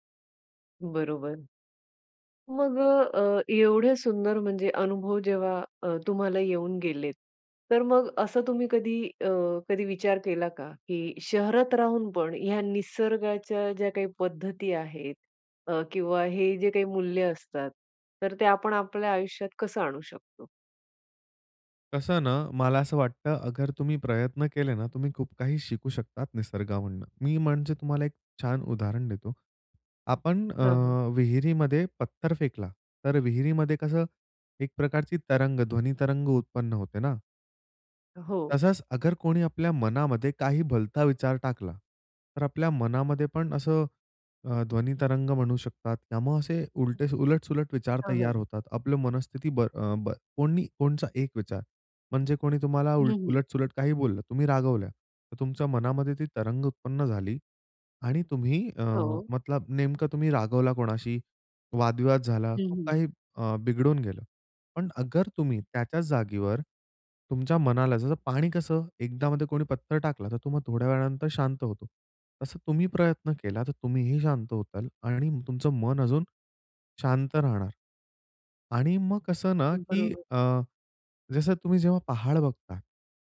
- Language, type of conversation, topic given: Marathi, podcast, निसर्गाची साधी जीवनशैली तुला काय शिकवते?
- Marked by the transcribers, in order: in Hindi: "अगर"; in Hindi: "पत्थर"; in Hindi: "अगर"; in Hindi: "अगर"; in Hindi: "पत्थर"